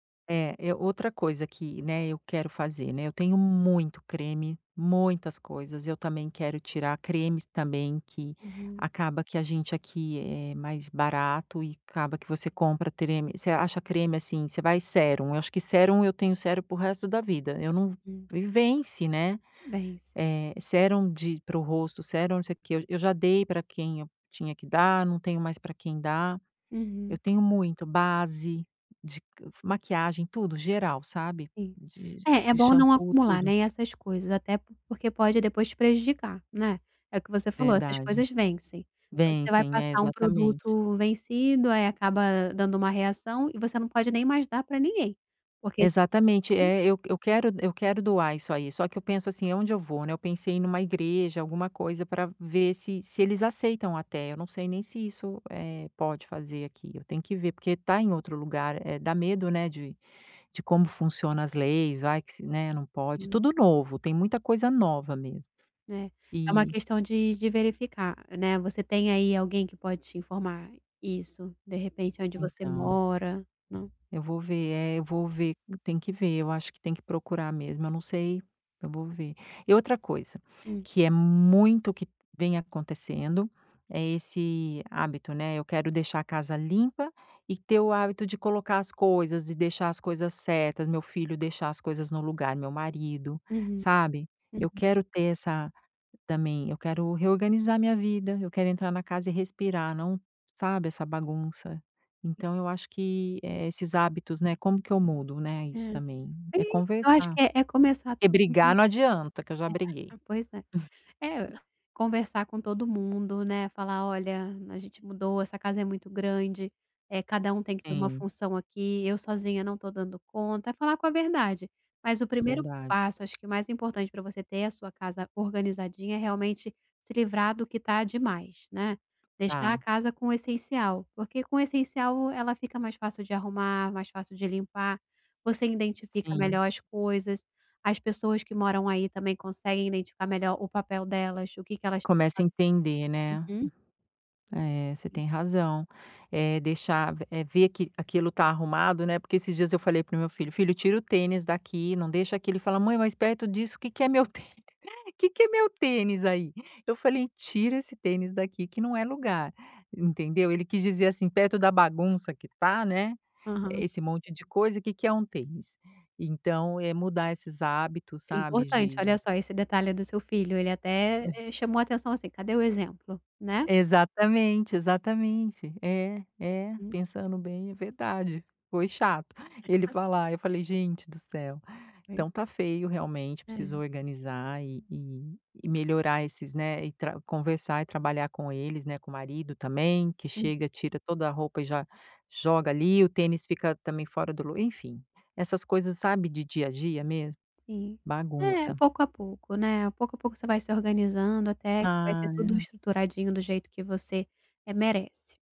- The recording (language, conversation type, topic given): Portuguese, advice, Como posso reorganizar meu espaço para evitar comportamentos automáticos?
- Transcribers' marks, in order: other background noise; tapping; chuckle; laughing while speaking: "que é meu tênis? Que que é meu tênis aí?"; unintelligible speech